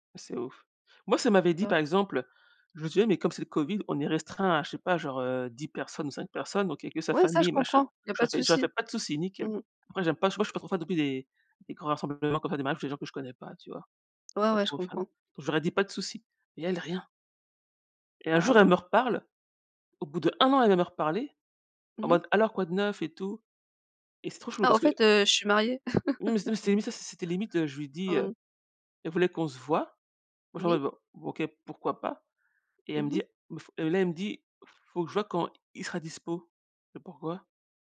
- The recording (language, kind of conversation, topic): French, unstructured, Que signifie la gentillesse pour toi ?
- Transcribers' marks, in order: unintelligible speech; tapping; stressed: "d'un an"; laugh